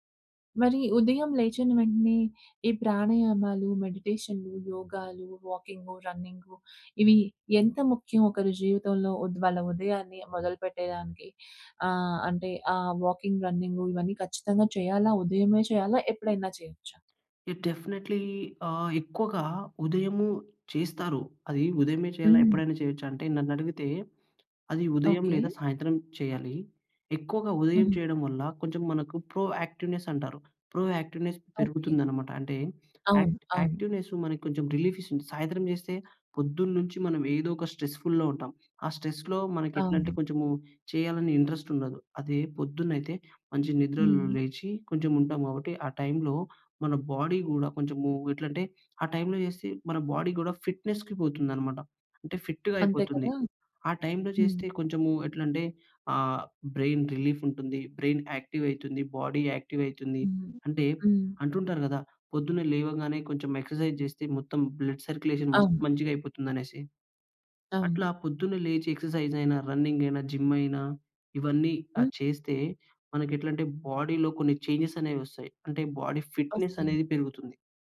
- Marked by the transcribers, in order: in English: "వాకింగ్"; other background noise; in English: "ఇట్ డెఫినైట్‌లీ"; tapping; in English: "ప్రో యాక్టివ్‌నెస్"; in English: "ప్రో యాక్టివ్‌నెస్"; in English: "యాక్ట్ యాక్టివ్‌నెస్"; in English: "స్ట్రెస్‌ఫు‌ల్‌లో"; in English: "స్ట్రెస్‌లో"; in English: "ఇంట్రెస్ట్"; in English: "బాడీ"; in English: "బాడీ"; in English: "ఫిట్‍నెస్‌కి"; in English: "ఫిట్‌గా"; in English: "బ్రెయిన్"; in English: "బ్రెయిన్"; in English: "బాడీ"; in English: "ఎక్సర్‌సై‌జ్"; in English: "బ్లడ్ సర్క్యులేషన్"; in English: "జిమ్"; in English: "బాడీలో"; in English: "చేంజ్‌స్"; in English: "బాడీ ఫిట్‌నె‌స్"
- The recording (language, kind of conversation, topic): Telugu, podcast, మీ కుటుంబం ఉదయం ఎలా సిద్ధమవుతుంది?